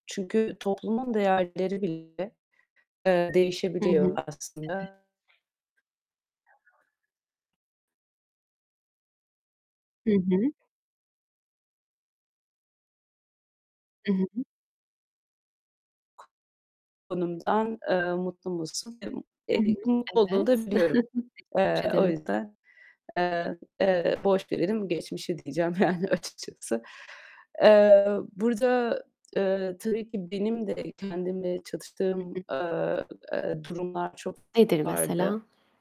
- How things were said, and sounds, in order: distorted speech; other background noise; tapping; other noise; chuckle; unintelligible speech; laughing while speaking: "yani, açıkçası"; static
- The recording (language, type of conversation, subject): Turkish, unstructured, Kimliğinle ilgili yaşadığın en büyük çatışma neydi?